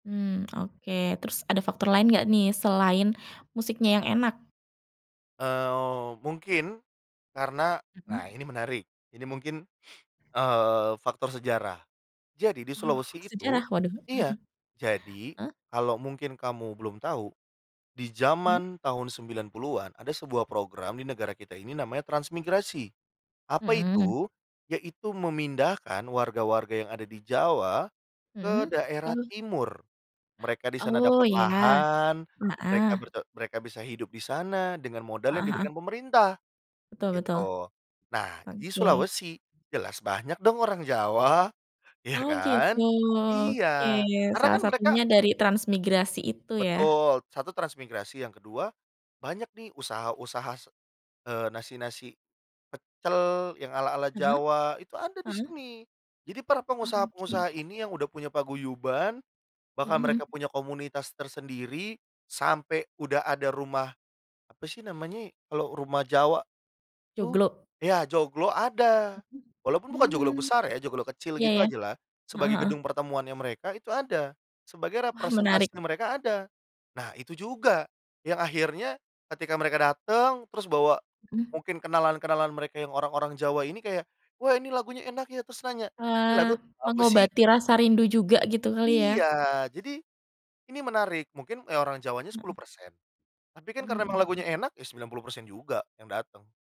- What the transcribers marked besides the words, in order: chuckle; other background noise
- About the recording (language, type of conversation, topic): Indonesian, podcast, Apa pendapatmu tentang lagu daerah yang diaransemen ulang menjadi lagu pop?